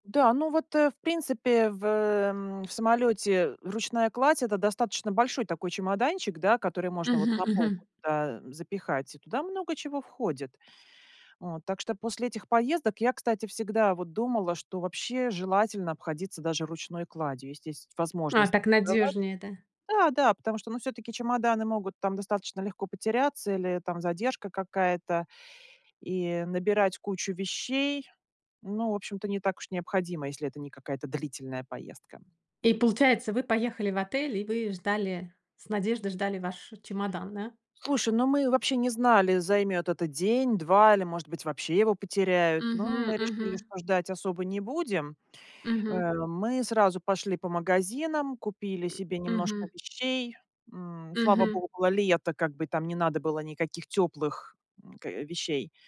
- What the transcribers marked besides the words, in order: "если" said as "ести"
- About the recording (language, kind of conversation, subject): Russian, podcast, Случалось ли тебе терять багаж и как это произошло?